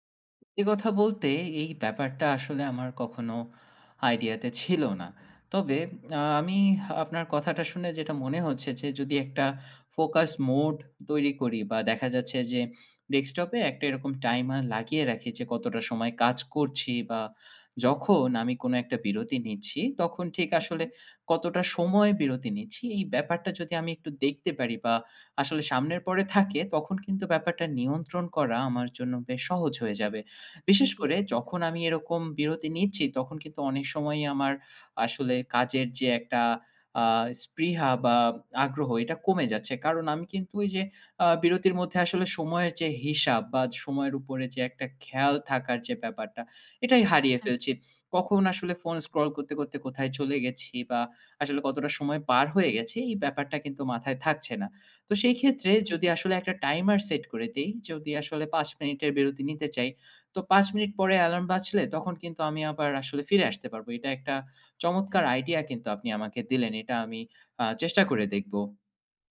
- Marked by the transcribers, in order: none
- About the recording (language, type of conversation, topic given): Bengali, advice, ফোন ও নোটিফিকেশনে বারবার বিভ্রান্ত হয়ে কাজ থেমে যাওয়ার সমস্যা সম্পর্কে আপনি কীভাবে মোকাবিলা করেন?